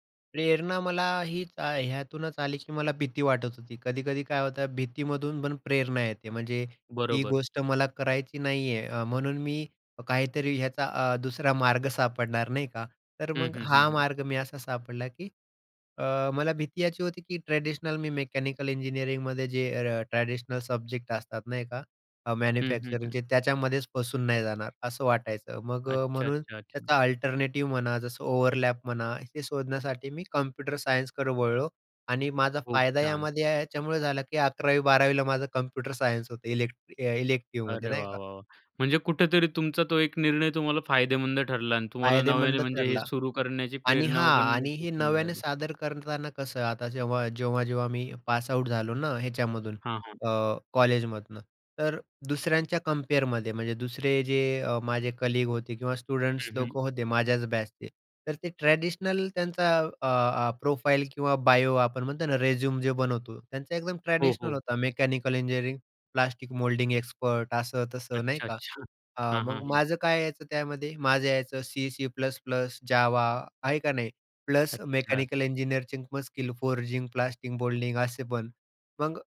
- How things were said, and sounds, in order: in English: "अल्टरनेटिव्ह"; in English: "ओव्हरलॅप"; in English: "इलेक्टिव्हमध्ये"; in English: "पासआऊट"; tapping; in English: "कलीग"; in English: "स्टुडंट्स"; in English: "प्रोफाईल"
- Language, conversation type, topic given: Marathi, podcast, स्वतःला नव्या पद्धतीने मांडायला तुम्ही कुठून आणि कशी सुरुवात करता?